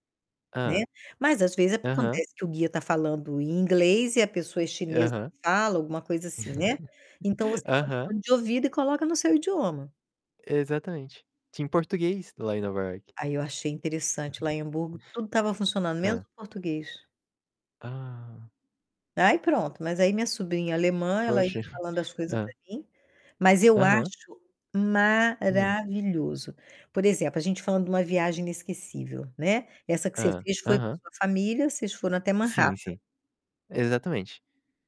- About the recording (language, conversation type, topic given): Portuguese, unstructured, Qual foi uma viagem inesquecível que você fez com a sua família?
- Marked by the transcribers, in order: distorted speech; static; chuckle; tapping; stressed: "maravilhoso"; other background noise